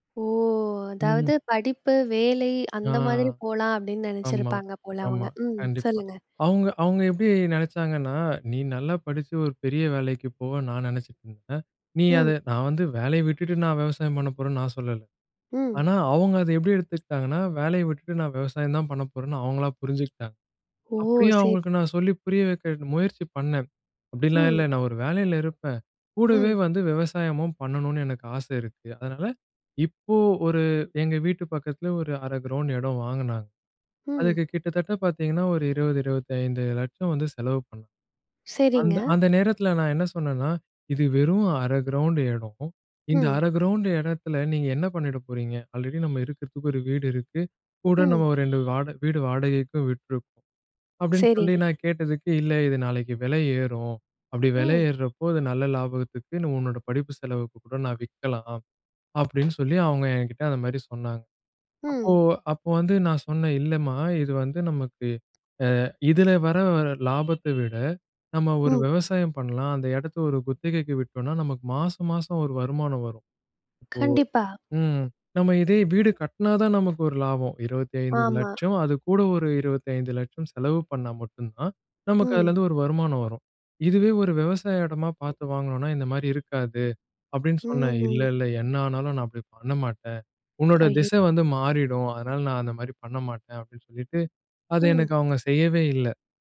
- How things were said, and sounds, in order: drawn out: "ஓ!"; horn; in English: "ஆல்ரெடி"
- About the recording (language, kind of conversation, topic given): Tamil, podcast, இந்திய குடும்பமும் சமூகமும் தரும் அழுத்தங்களை நீங்கள் எப்படிச் சமாளிக்கிறீர்கள்?